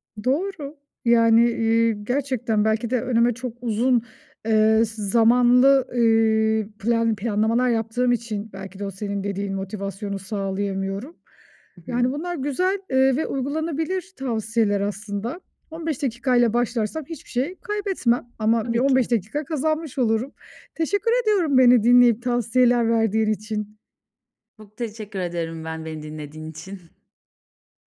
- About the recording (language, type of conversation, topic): Turkish, advice, Zor ve karmaşık işler yaparken motivasyonumu nasıl sürdürebilirim?
- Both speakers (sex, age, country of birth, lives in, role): female, 30-34, Turkey, Bulgaria, advisor; female, 35-39, Turkey, Austria, user
- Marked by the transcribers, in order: other background noise; laughing while speaking: "için"